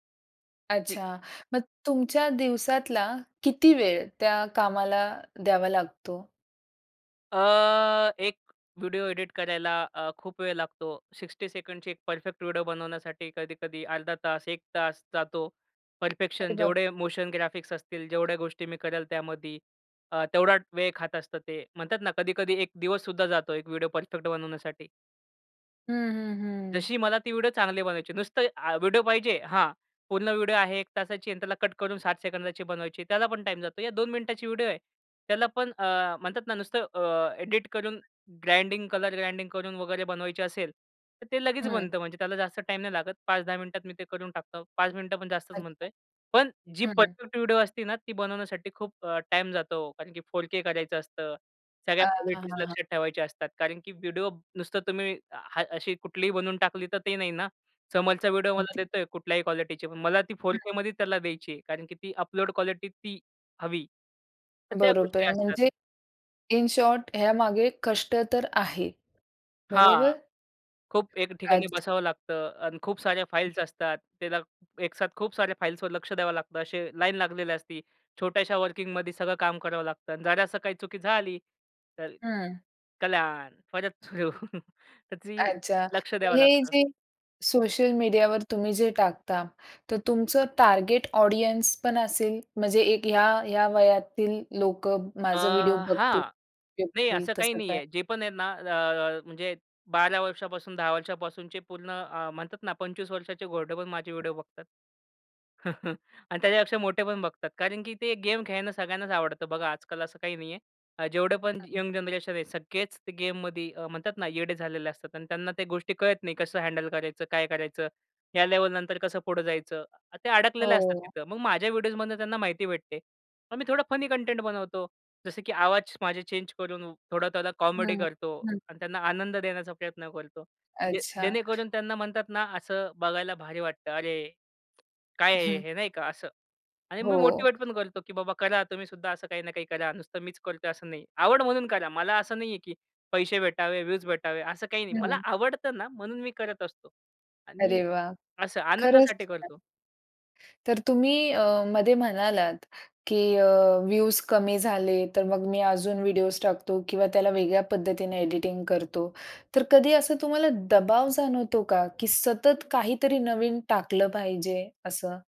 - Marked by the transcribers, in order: tapping; in English: "सिक्स्टी सेकंड"; in English: "मोशन ग्राफिक्स"; other noise; in English: "ग्राइंडिंग कलर, ग्राइंडिंग"; in English: "इन शॉर्ट"; in English: "वर्किंगमध्ये"; laughing while speaking: "परत सुरू"; in English: "ऑडियन्सपण"; unintelligible speech; "मोठेपण" said as "घोरडेपण"; chuckle; unintelligible speech; in English: "हँडल"; in English: "चेंजकरून"; in English: "व्ह्यूज"
- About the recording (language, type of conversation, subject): Marathi, podcast, सोशल माध्यमांनी तुमची कला कशी बदलली?